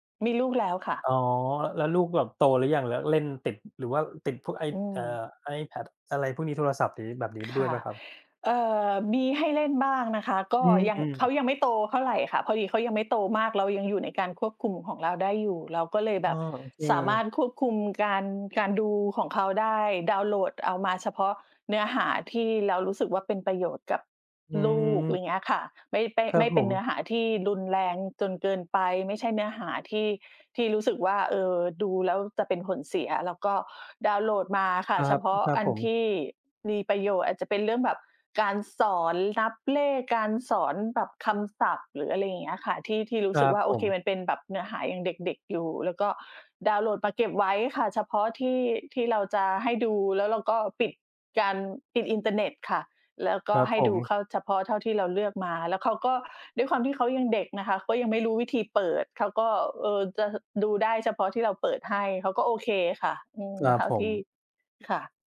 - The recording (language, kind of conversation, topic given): Thai, unstructured, คุณคิดว่าการใช้สื่อสังคมออนไลน์มากเกินไปทำให้เสียสมาธิไหม?
- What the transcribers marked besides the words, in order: other background noise